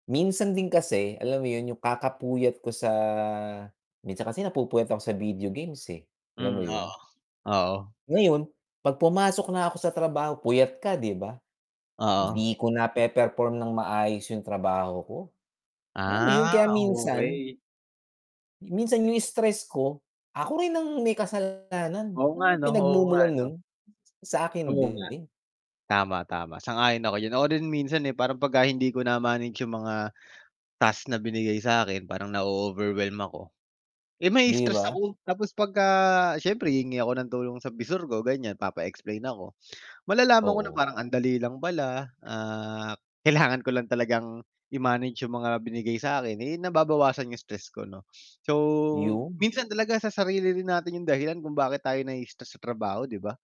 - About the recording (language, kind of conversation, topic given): Filipino, unstructured, Paano mo hinaharap ang stress sa trabaho araw-araw?
- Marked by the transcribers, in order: distorted speech; laughing while speaking: "kailangan ko lang talagang"